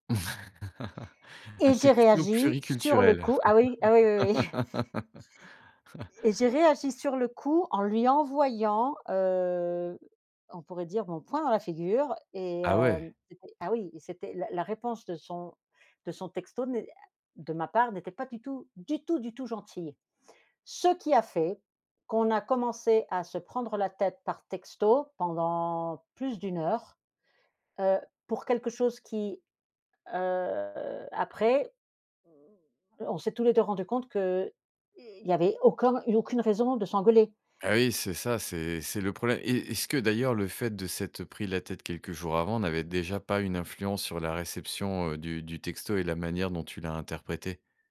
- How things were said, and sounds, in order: chuckle; laughing while speaking: "oui"; laugh; stressed: "du tout"; stressed: "Ce"
- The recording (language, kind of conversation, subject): French, podcast, Et quand un texto crée des problèmes, comment réagis-tu ?